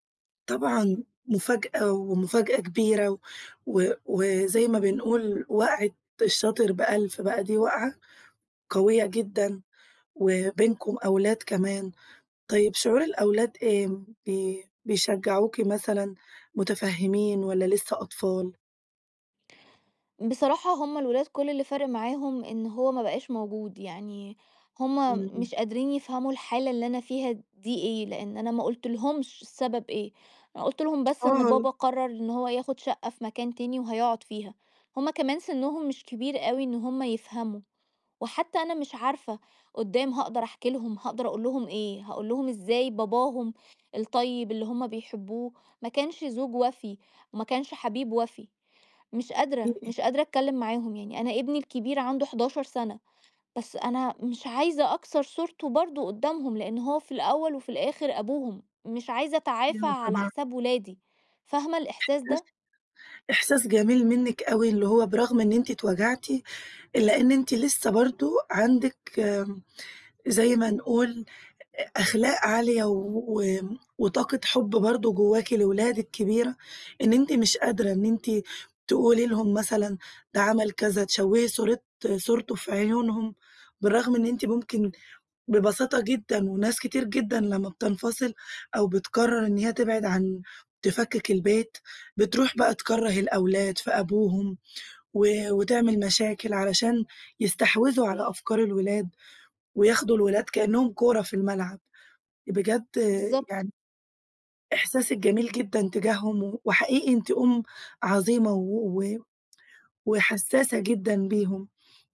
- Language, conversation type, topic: Arabic, advice, إزاي الانفصال أثّر على أدائي في الشغل أو الدراسة؟
- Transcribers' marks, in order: none